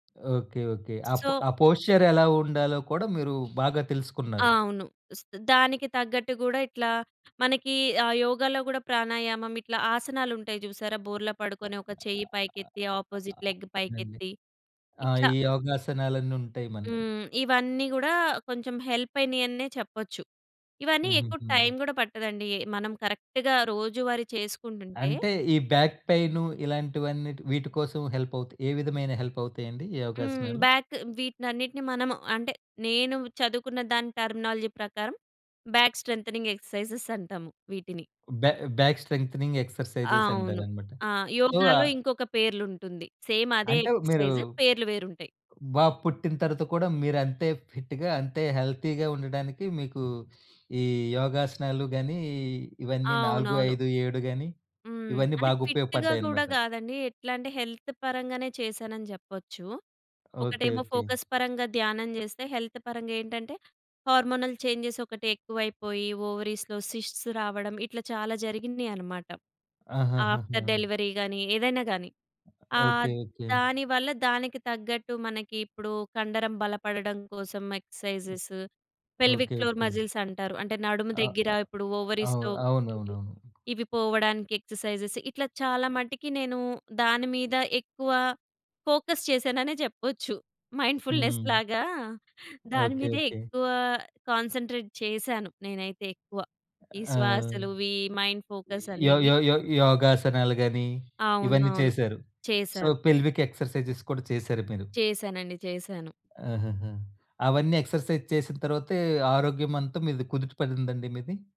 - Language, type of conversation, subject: Telugu, podcast, బిజీ రోజుల్లో ఐదు నిమిషాల ధ్యానం ఎలా చేయాలి?
- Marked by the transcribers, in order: tapping; in English: "సో"; other background noise; in English: "ఆపోజిట్ లెగ్"; in English: "కరెక్ట్‌గా"; in English: "బ్యాక్"; in English: "బ్యాక్"; in English: "టర్మినాలజీ"; in English: "బ్యాక్ స్ట్రెంగ్థెనింగ్ ఎక్సర్‌సైజెస్"; in English: "బ్యా బ్యాక్ స్ట్రెంగ్థెనింగ్ ఎక్సర్‌సైజెస్"; in English: "సో"; in English: "సేమ్"; in English: "ఎక్సర్‌సైజ్"; in English: "ఫిట్‌గా"; in English: "హెల్తీ‌గా"; in English: "ఫిట్‌గా"; in English: "హెల్త్"; in English: "ఫోకస్"; in English: "హెల్త్"; in English: "హార్మోనల్ చేంజెస్"; in English: "ఓవరీస్‌లో సిస్ట్స్"; in English: "ఆఫ్టర్ డెలివరీ"; in English: "ఎక్సర్‌సైజెస్, పెల్విక్ ఫ్లోర్ మజిల్స్"; in English: "ఓవరీస్‌లో"; in English: "ఎక్సర్‌సైజెస్"; in English: "ఫోకస్"; giggle; in English: "మైండ్‌ఫుల్‌నెస్"; in English: "కాన్సంట్రేట్"; in English: "మైండ్ ఫోకస్"; in English: "సో, పెల్విక్ ఎక్సర్‌సైజెస్"; in English: "ఎక్సర్‌సైజ్"